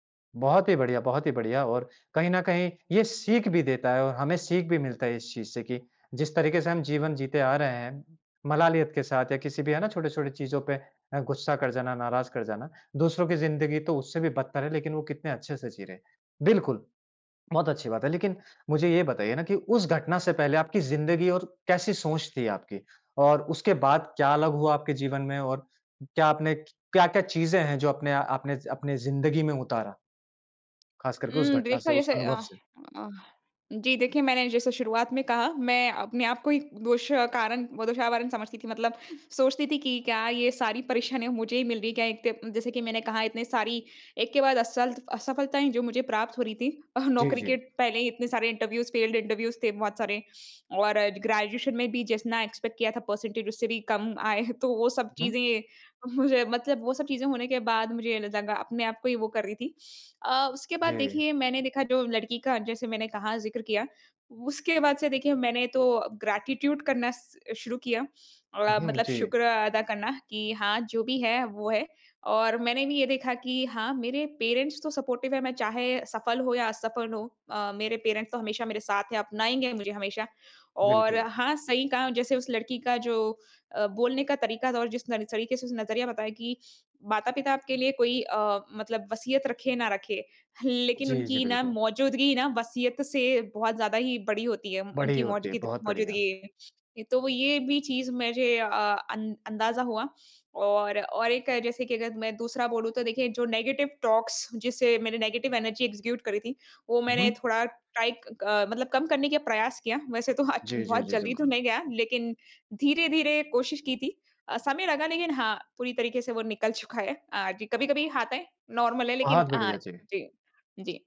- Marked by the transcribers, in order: laughing while speaking: "अ"; in English: "इंटरव्यूज़ फेल्ड इंटरव्यूज़"; in English: "ग्रेजुएशन"; in English: "एक्सपेक्ट"; in English: "परसेंटेज"; laughing while speaking: "आए"; laughing while speaking: "मुझे"; in English: "ग्रैटिट्यूड"; in English: "पेरेंट्स"; in English: "सपोर्टिव़"; in English: "पेरेंट्स"; in English: "नेगेटिव टॉक्स"; in English: "नेगेटिव एनर्जी एग्ज़ीक्युट"; in English: "टाइट"; chuckle; laughing while speaking: "चुका है"; in English: "नॉर्मल"
- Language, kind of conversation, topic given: Hindi, podcast, किस अनुभव ने आपकी सोच सबसे ज़्यादा बदली?